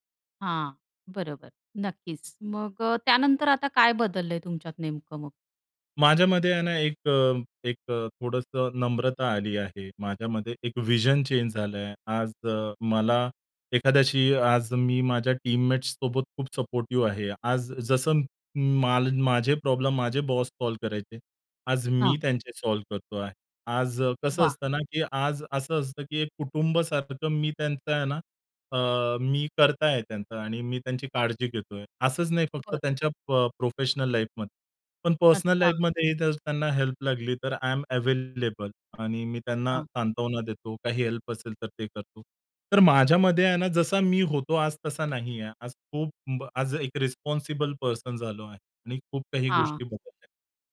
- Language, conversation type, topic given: Marathi, podcast, तुम्हाला तुमच्या पहिल्या नोकरीबद्दल काय आठवतं?
- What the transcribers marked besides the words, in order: other background noise; in English: "व्हिजन चेंज"; in English: "टीममेट्स"; in English: "हेल्प"; in English: "आय एम अवेलेबल"; in English: "हेल्प"